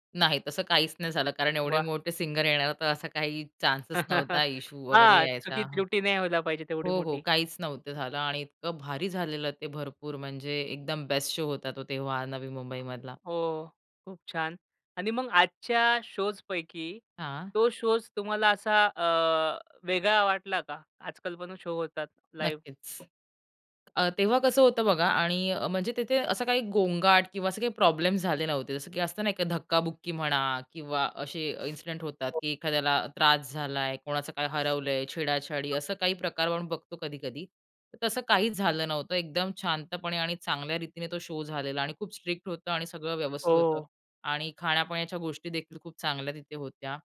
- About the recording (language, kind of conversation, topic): Marathi, podcast, तुम्हाला कोणती थेट सादरीकरणाची आठवण नेहमी लक्षात राहिली आहे?
- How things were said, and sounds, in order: in English: "सिंगर"; chuckle; in English: "शो"; other background noise; in English: "शोजपैकी"; in English: "शोज"; in English: "शो"; in English: "लाईव्ह"; in English: "इन्सिडेंट"; in English: "शो"; in English: "स्ट्रिक्ट"